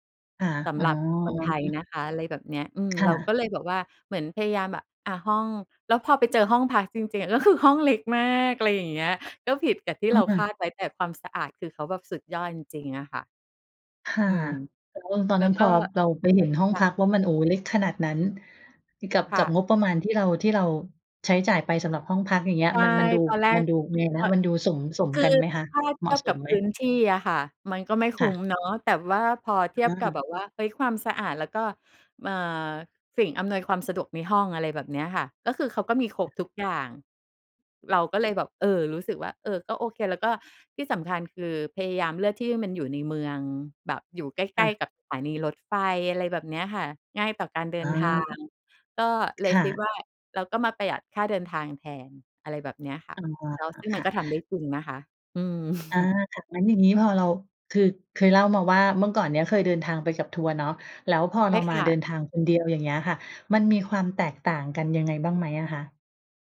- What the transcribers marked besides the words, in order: other background noise; tapping; chuckle
- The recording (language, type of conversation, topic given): Thai, podcast, คุณควรเริ่มวางแผนทริปเที่ยวคนเดียวยังไงก่อนออกเดินทางจริง?